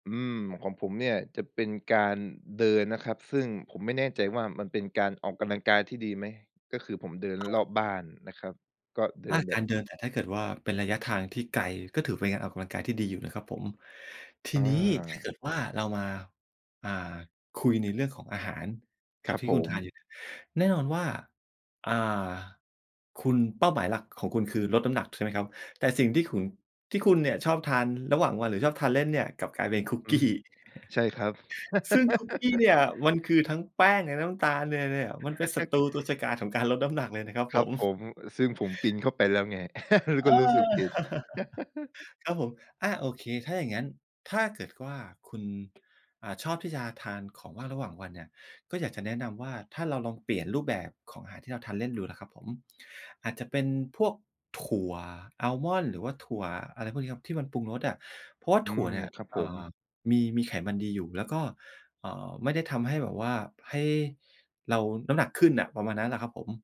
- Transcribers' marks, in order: chuckle; laugh; chuckle; chuckle; laugh; chuckle
- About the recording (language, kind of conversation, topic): Thai, advice, จะทำอย่างไรดีถ้าอยากกินอาหารเพื่อสุขภาพแต่ยังชอบกินขนมระหว่างวัน?